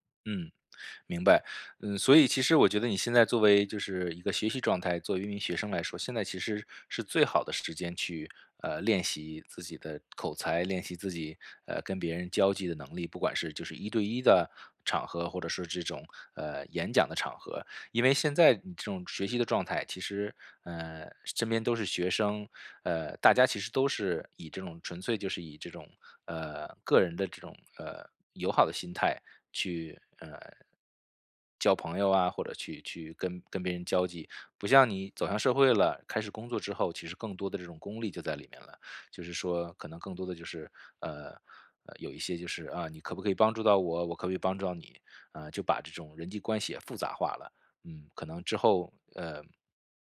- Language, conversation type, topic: Chinese, advice, 社交场合出现尴尬时我该怎么做？
- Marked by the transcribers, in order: none